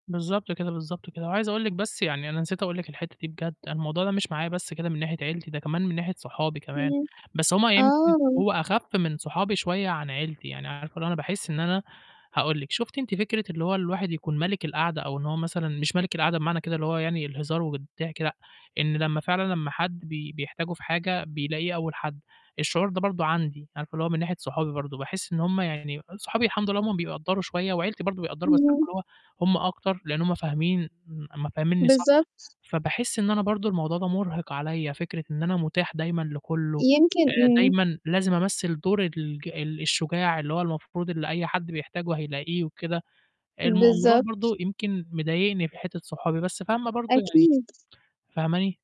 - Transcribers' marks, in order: mechanical hum; other background noise; tapping
- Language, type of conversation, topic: Arabic, advice, إيه اللي بيخلّيك تحس إنك بتمثّل دور قدّام أهلك وصحابك؟